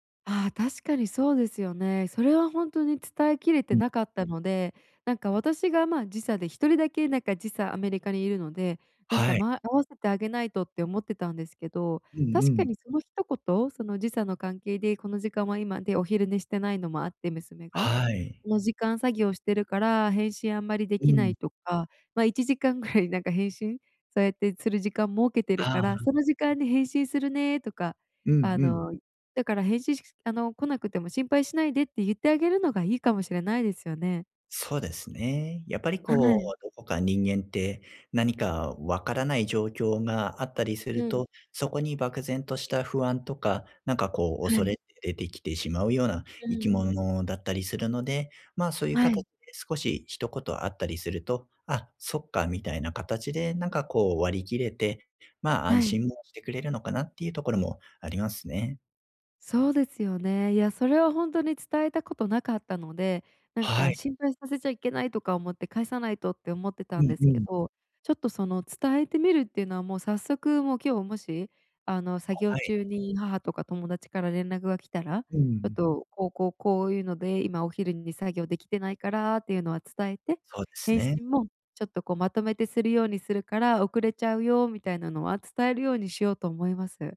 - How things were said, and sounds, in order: background speech; tapping
- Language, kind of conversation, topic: Japanese, advice, 通知で集中が途切れてしまうのですが、どうすれば集中を続けられますか？